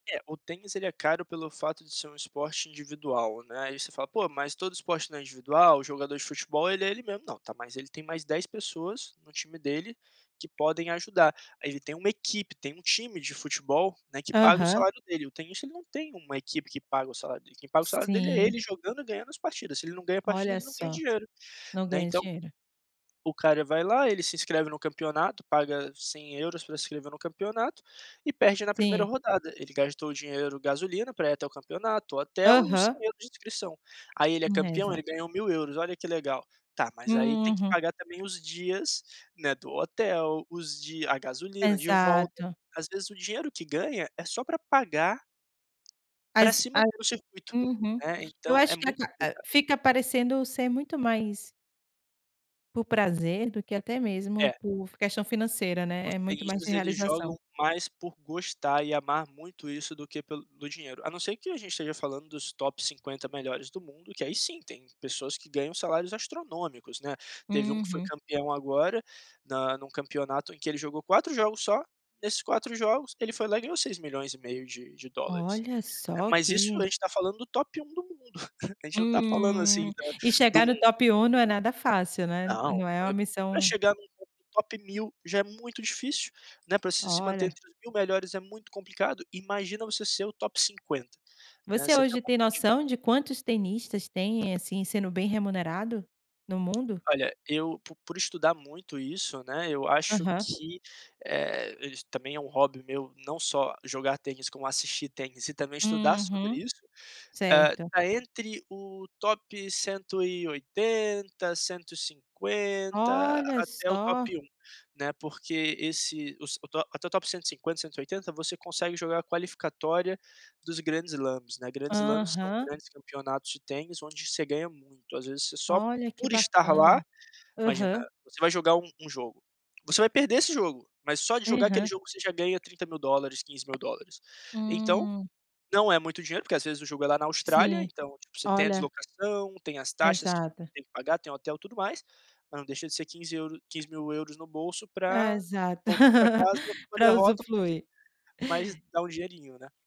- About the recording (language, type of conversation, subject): Portuguese, podcast, Como você divide seu tempo entre hobbies e responsabilidades?
- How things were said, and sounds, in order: unintelligible speech; in English: "top"; drawn out: "Hum"; in English: "top"; in English: "top"; chuckle; unintelligible speech; unintelligible speech; in English: "top"; in English: "top"; unintelligible speech; tapping; in English: "top"; in English: "top"; in English: "top"; laugh; "usufruir" said as "usufluir"